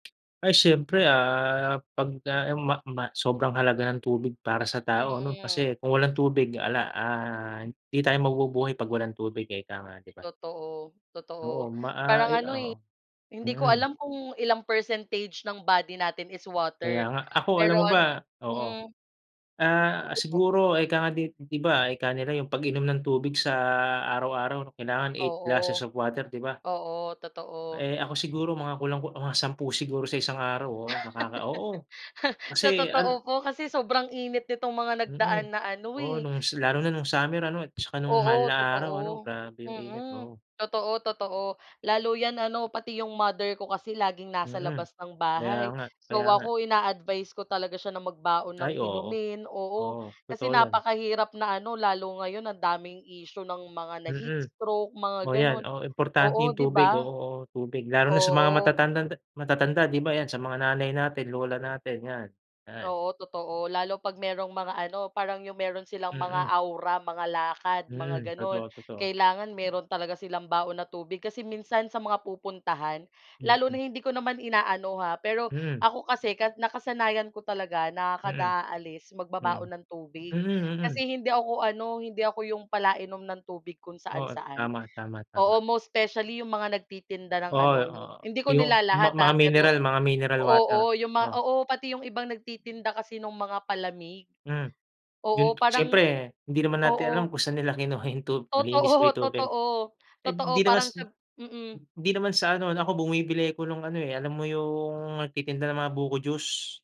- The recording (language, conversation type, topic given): Filipino, unstructured, Paano mo ilalarawan ang kahalagahan ng tubig sa ating mundo?
- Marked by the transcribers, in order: other background noise; tapping; laugh; laughing while speaking: "kinuha"; laughing while speaking: "Totoo"